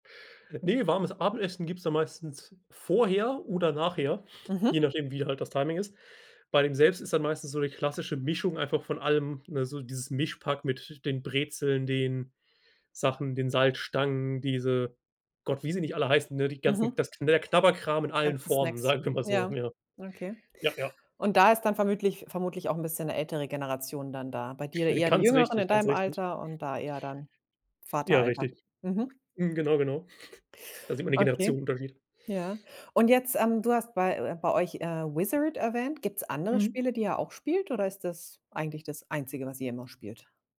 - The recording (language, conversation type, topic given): German, podcast, Wie gestaltest du einen entspannten Spieleabend?
- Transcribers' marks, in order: laughing while speaking: "sagen wir"; chuckle; chuckle